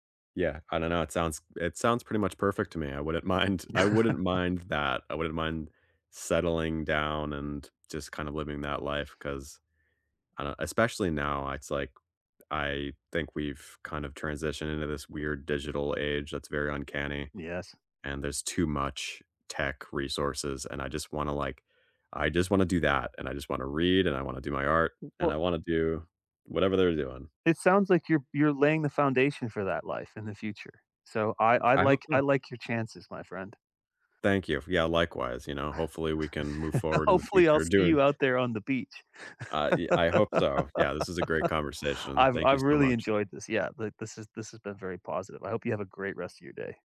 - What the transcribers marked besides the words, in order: chuckle; laughing while speaking: "mind"; laughing while speaking: "Hopefully"; laugh
- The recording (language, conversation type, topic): English, unstructured, What hidden neighborhood gems do you wish more travelers discovered?